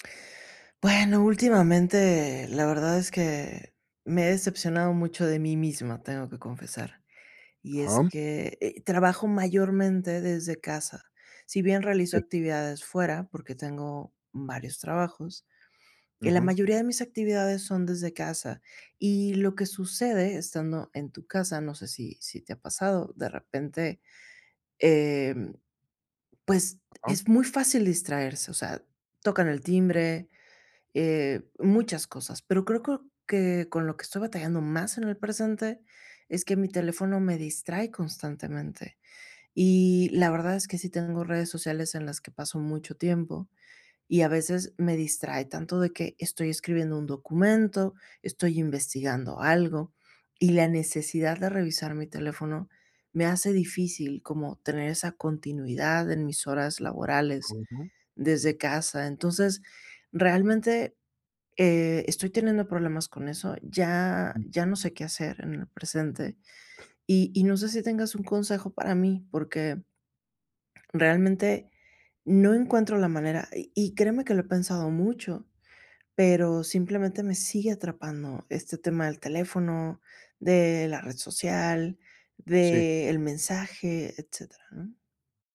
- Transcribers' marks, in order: other background noise; swallow
- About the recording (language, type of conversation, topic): Spanish, advice, ¿Cómo puedo evitar distraerme con el teléfono o las redes sociales mientras trabajo?